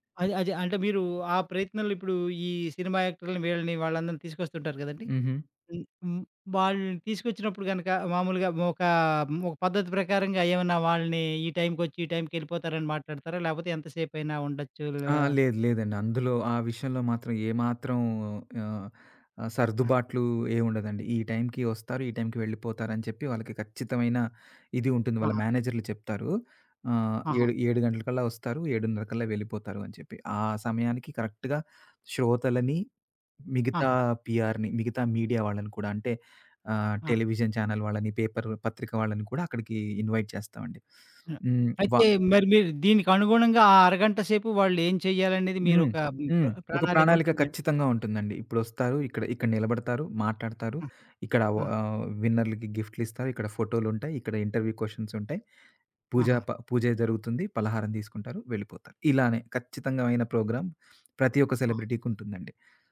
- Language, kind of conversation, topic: Telugu, podcast, పని నుంచి ఫన్‌కి మారేటప్పుడు మీ దుస్తుల స్టైల్‌ను ఎలా మార్చుకుంటారు?
- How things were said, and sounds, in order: in English: "యాక్టర్‌ల్ని"; other background noise; in English: "కరెక్ట్‌గా"; in English: "పీఆర్‌ని"; in English: "మీడియా"; in English: "టెలివిజన్ ఛానెల్"; in English: "పేపర్"; in English: "ఇన్వైట్"; sniff; in English: "విన్నర్‌లకి"; in English: "ఇంటర్‌వ్యూ క్వెషన్స్"; sniff; in English: "ప్రోగ్రామ్"